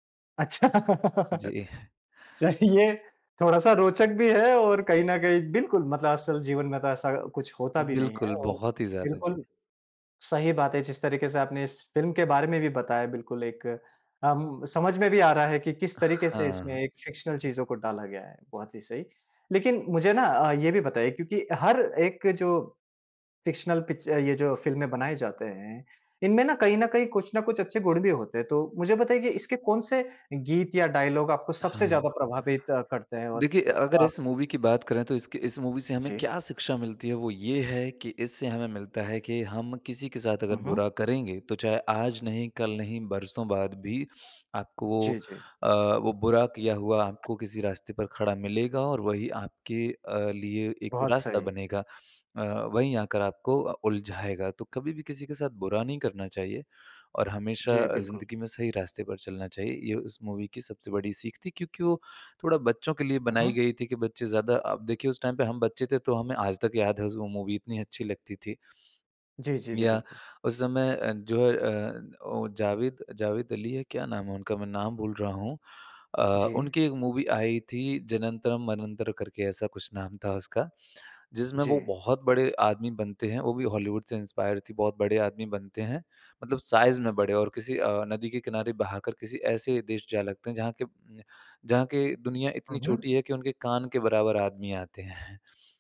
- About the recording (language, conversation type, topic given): Hindi, podcast, किस फिल्म ने आपको असल ज़िंदगी से कुछ देर के लिए भूलाकर अपनी दुनिया में खो जाने पर मजबूर किया?
- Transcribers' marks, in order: laughing while speaking: "अच्छा। चाहे ये"; laugh; in English: "फ़िक्शनल"; in English: "फ़िक्शनल पिच"; in English: "डायलॉग"; in English: "मूवी"; in English: "मूवी"; tapping; in English: "मूवी"; in English: "टाइम"; in English: "मूवी"; in English: "मूवी"; in English: "इंस्पायर"; in English: "साइज़"; laughing while speaking: "आते हैं"